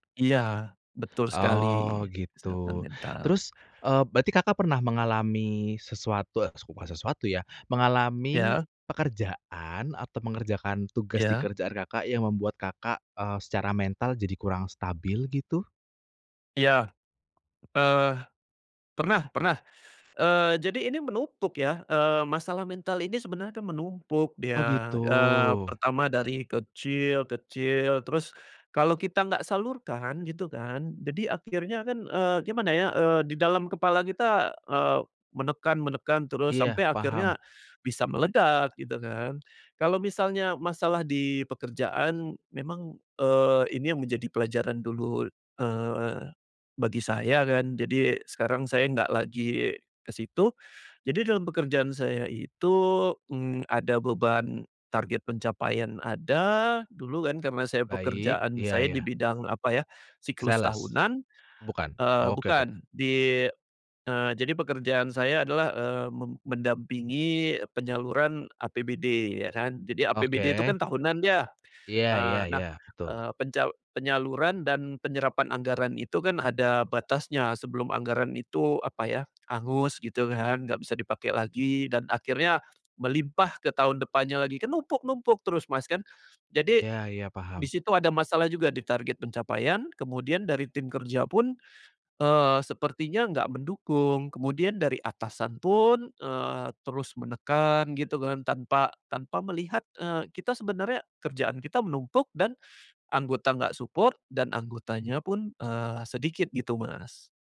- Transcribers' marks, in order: tapping; other background noise; in English: "Sales?"; other animal sound; in English: "support"
- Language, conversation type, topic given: Indonesian, podcast, Bagaimana cara menyeimbangkan pekerjaan dan kehidupan pribadi?